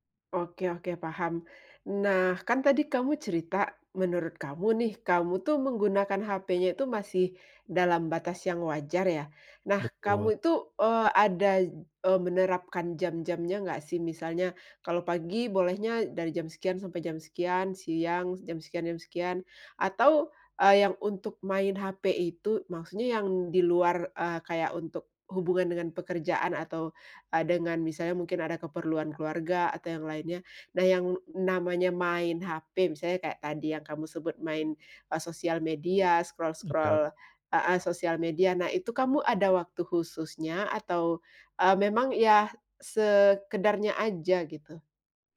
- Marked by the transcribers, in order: other background noise; in English: "scroll scroll"
- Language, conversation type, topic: Indonesian, podcast, Bagaimana kebiasaanmu menggunakan ponsel pintar sehari-hari?